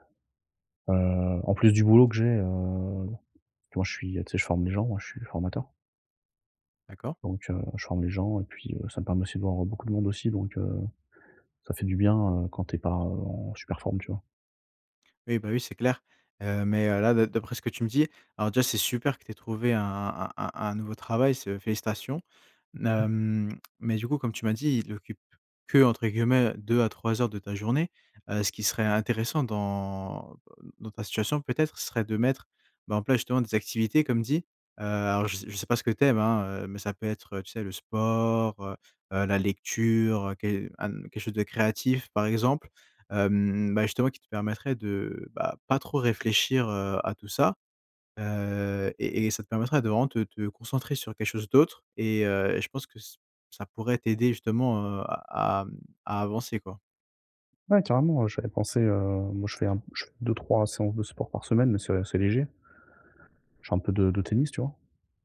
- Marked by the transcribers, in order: drawn out: "dans"; stressed: "lecture"
- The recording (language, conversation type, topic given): French, advice, Comment décrirais-tu ta rupture récente et pourquoi as-tu du mal à aller de l’avant ?